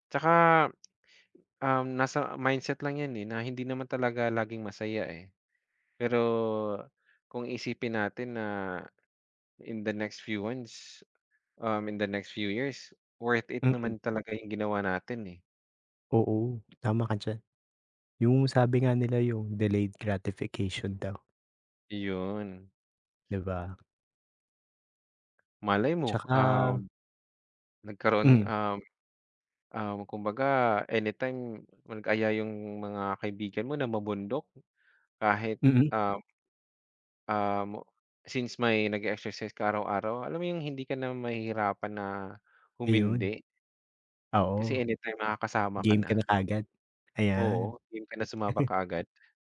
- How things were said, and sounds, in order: tapping; in English: "delayed gratification"; chuckle
- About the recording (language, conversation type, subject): Filipino, unstructured, Paano mo nahahanap ang motibasyon para mag-ehersisyo?